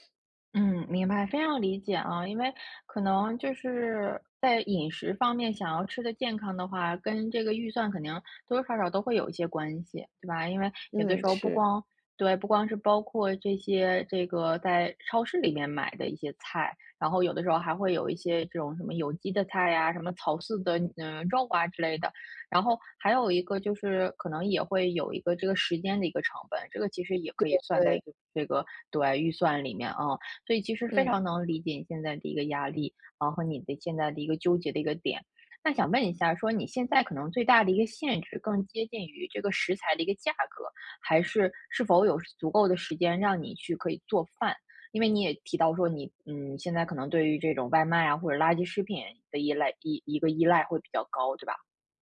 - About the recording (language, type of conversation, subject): Chinese, advice, 我怎样在预算有限的情况下吃得更健康？
- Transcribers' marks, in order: none